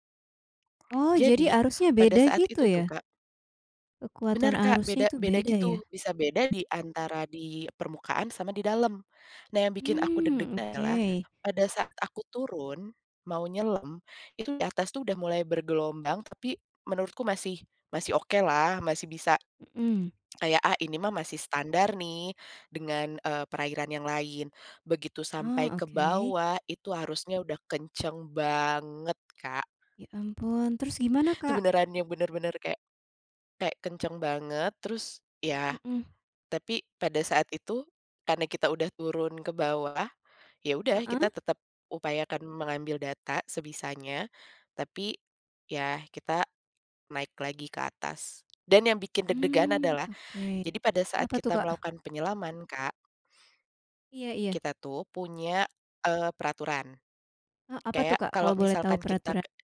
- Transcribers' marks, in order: other background noise; stressed: "banget"
- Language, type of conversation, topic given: Indonesian, podcast, Apa petualangan di alam yang paling bikin jantung kamu deg-degan?